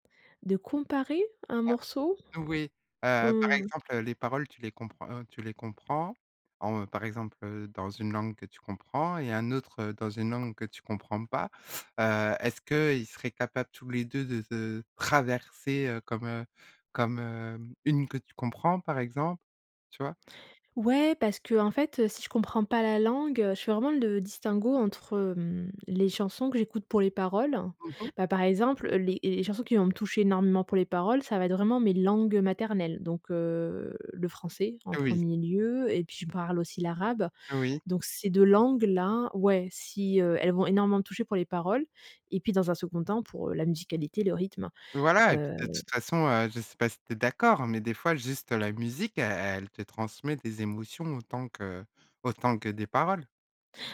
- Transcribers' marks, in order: tapping; stressed: "traverser"; other background noise
- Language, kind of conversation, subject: French, podcast, Comment les langues qui t’entourent influencent-elles tes goûts musicaux ?